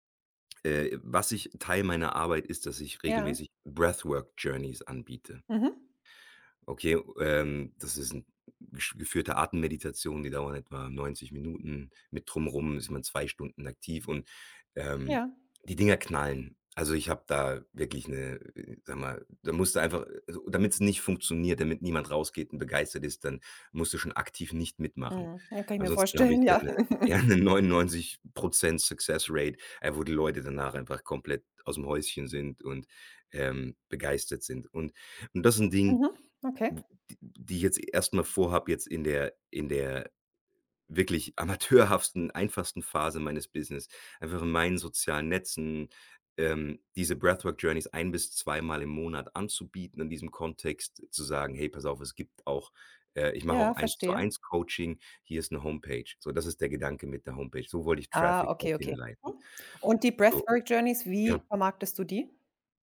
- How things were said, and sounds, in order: in English: "Breathwork Journeys"; chuckle; in English: "Success Rate"; in English: "Breathwork Journeys"; other background noise; in English: "Traffic"; in English: "Breathwork Journeys"
- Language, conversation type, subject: German, advice, Wie blockiert Prokrastination deinen Fortschritt bei wichtigen Zielen?